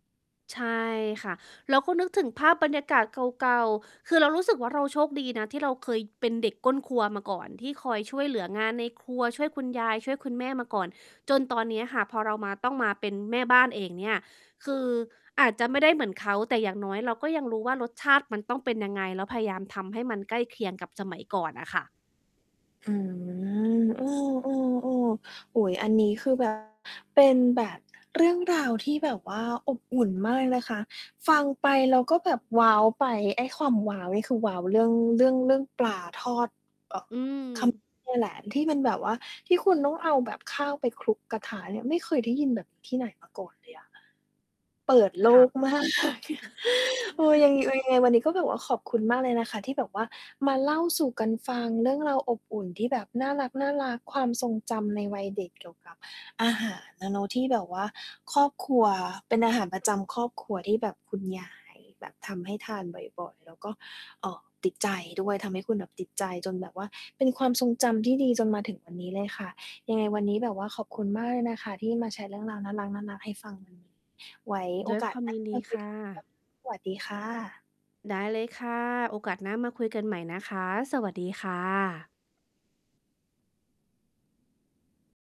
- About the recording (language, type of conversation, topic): Thai, podcast, ช่วยเล่าเรื่องสูตรอาหารประจำครอบครัวที่คุณชอบให้ฟังหน่อยได้ไหม?
- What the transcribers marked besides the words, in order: mechanical hum; other background noise; distorted speech; tapping; laughing while speaking: "มาก"; chuckle; chuckle